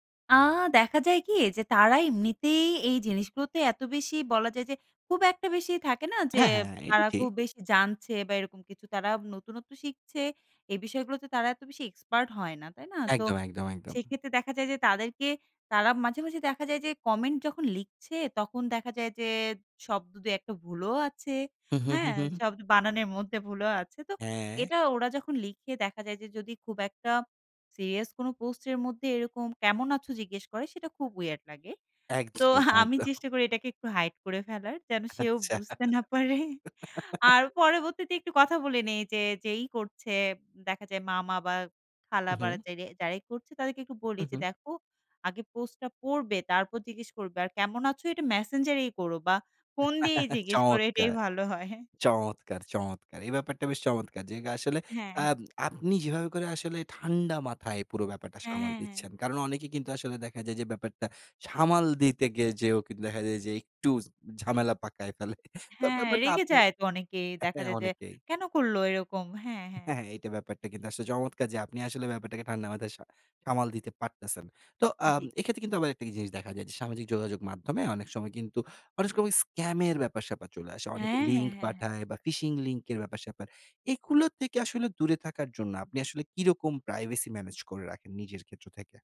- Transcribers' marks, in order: tapping; "মধ্যে" said as "মদ্দে"; in English: "weird"; laughing while speaking: "আচ্ছা"; laughing while speaking: "বুঝতে না পারে"; chuckle; chuckle; chuckle
- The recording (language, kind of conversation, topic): Bengali, podcast, তুমি সোশ্যাল মিডিয়ায় নিজের গোপনীয়তা কীভাবে নিয়ন্ত্রণ করো?